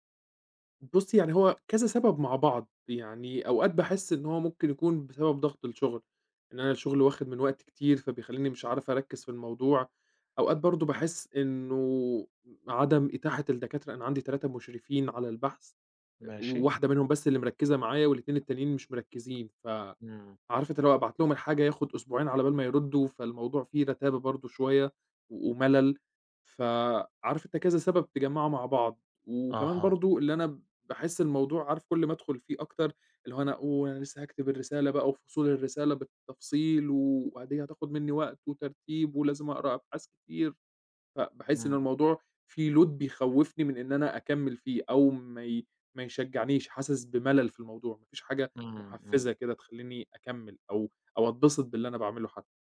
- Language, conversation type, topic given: Arabic, advice, إزاي حسّيت لما فقدت الحافز وإنت بتسعى ورا هدف مهم؟
- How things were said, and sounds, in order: in English: "load"